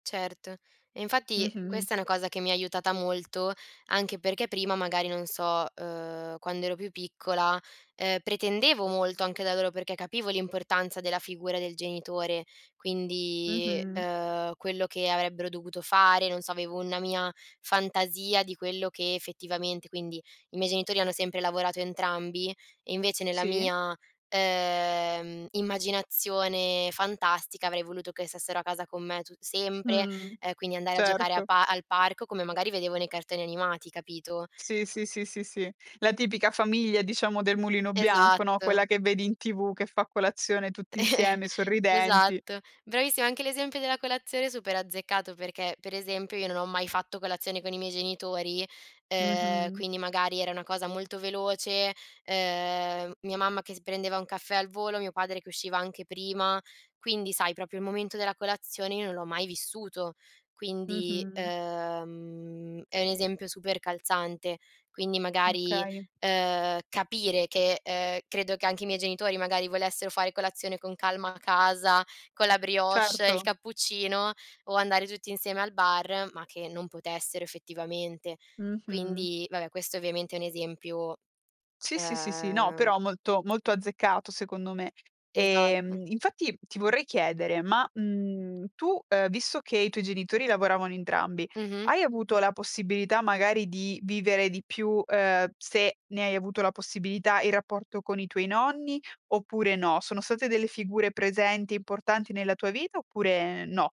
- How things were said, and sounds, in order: other background noise; chuckle; "proprio" said as "propio"; drawn out: "ehm"
- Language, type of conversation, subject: Italian, podcast, Come si costruisce la fiducia tra i membri della famiglia?